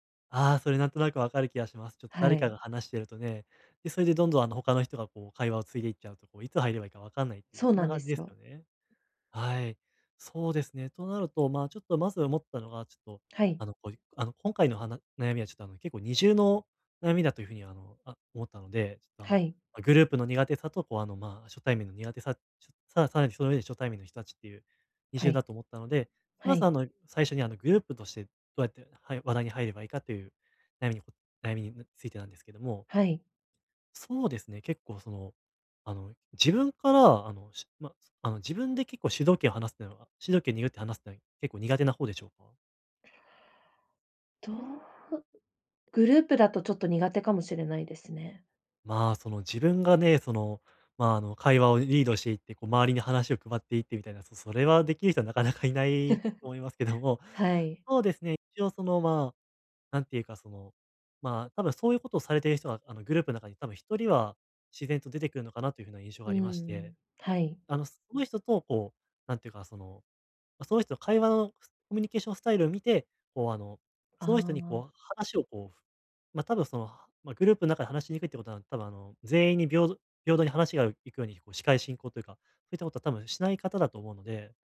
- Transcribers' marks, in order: tapping; other background noise; laugh; laughing while speaking: "なかなかいないと思いますけども"
- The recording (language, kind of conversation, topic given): Japanese, advice, グループの集まりで、どうすれば自然に会話に入れますか？